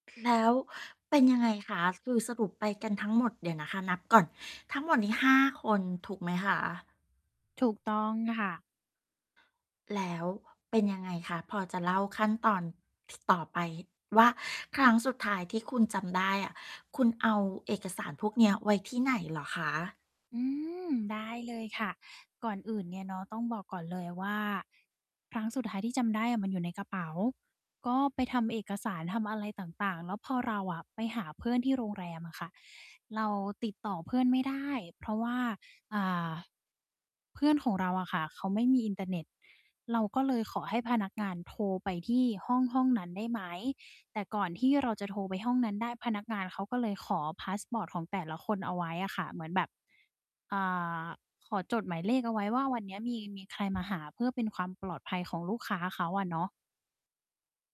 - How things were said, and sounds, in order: other background noise
- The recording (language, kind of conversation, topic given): Thai, podcast, เคยทำพาสปอร์ตหายตอนเที่ยวไหม แล้วจัดการยังไง?